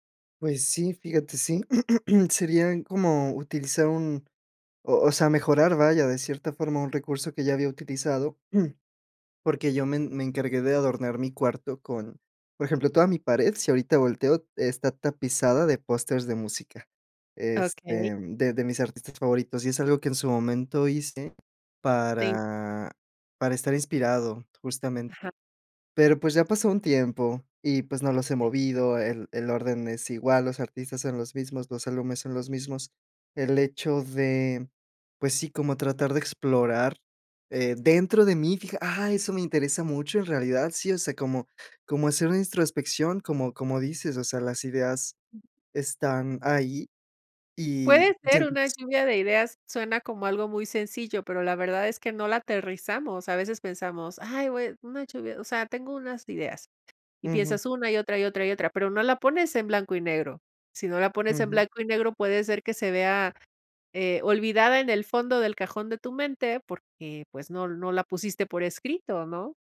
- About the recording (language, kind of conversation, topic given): Spanish, advice, ¿Cómo puedo medir mi mejora creativa y establecer metas claras?
- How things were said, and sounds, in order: throat clearing; tapping; throat clearing; other background noise; other noise; unintelligible speech